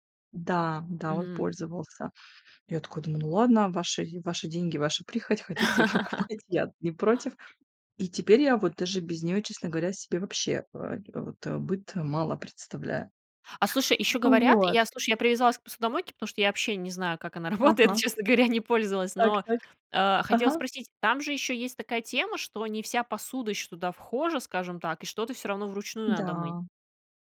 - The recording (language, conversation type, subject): Russian, podcast, Как вы делите домашние обязанности между членами семьи?
- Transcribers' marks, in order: chuckle; laughing while speaking: "покупайте"; other background noise; laughing while speaking: "работает, но, честно говоря"